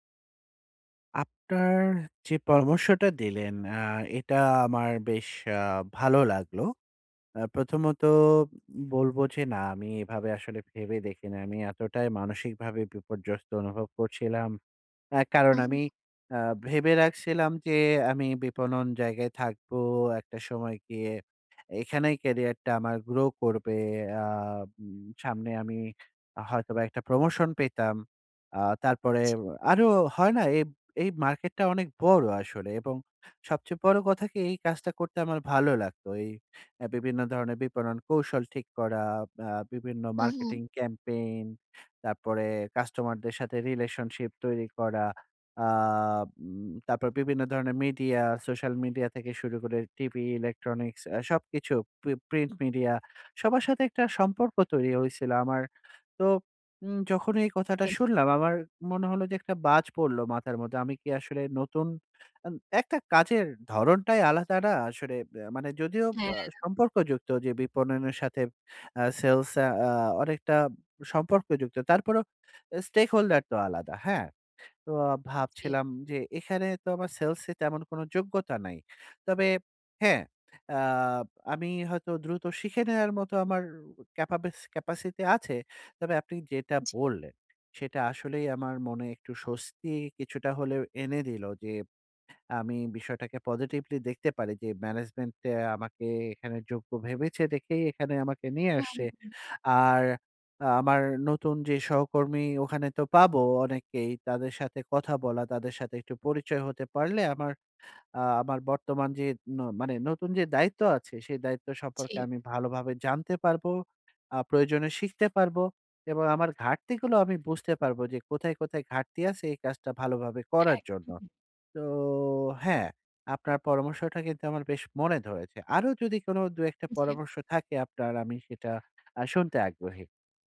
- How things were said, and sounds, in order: in English: "campaign"; in English: "প্রি প্রিন্ট মিডিয়া"; in English: "Stakeholder"; in English: "Capacity"; in English: "Management"; drawn out: "তো"
- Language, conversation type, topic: Bengali, advice, নতুন পরিবর্তনের সাথে মানিয়ে নিতে না পারলে মানসিক শান্তি ধরে রাখতে আমি কীভাবে স্বযত্ন করব?